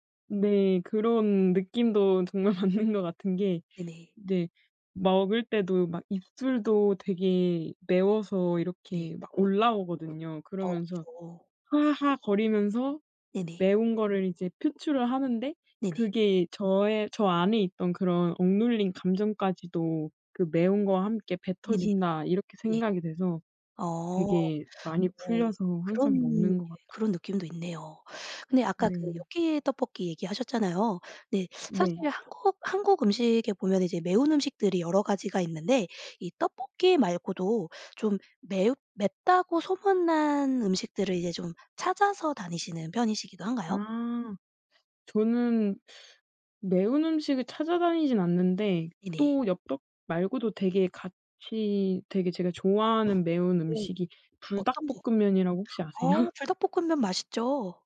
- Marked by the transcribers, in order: laughing while speaking: "맞는"; other background noise; teeth sucking; laughing while speaking: "아세요?"
- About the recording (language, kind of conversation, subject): Korean, podcast, 스트레스 받을 때 찾는 위안 음식은 뭐예요?